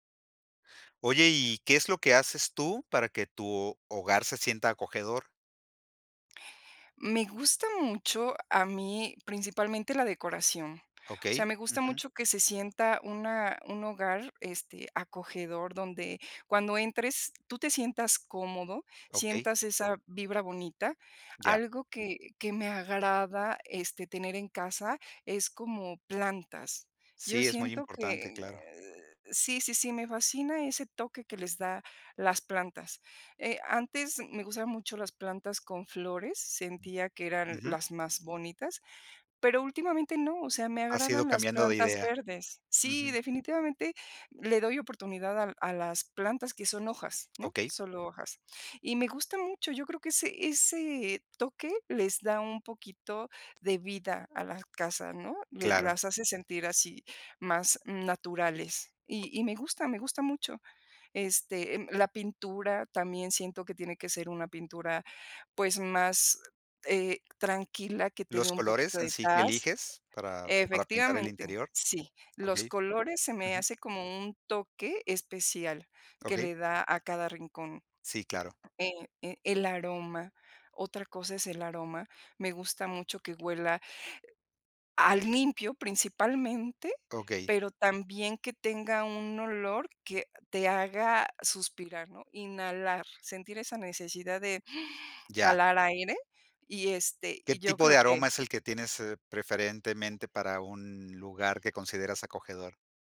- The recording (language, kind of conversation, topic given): Spanish, podcast, ¿Qué haces para que tu hogar se sienta acogedor?
- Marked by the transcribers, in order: other noise; inhale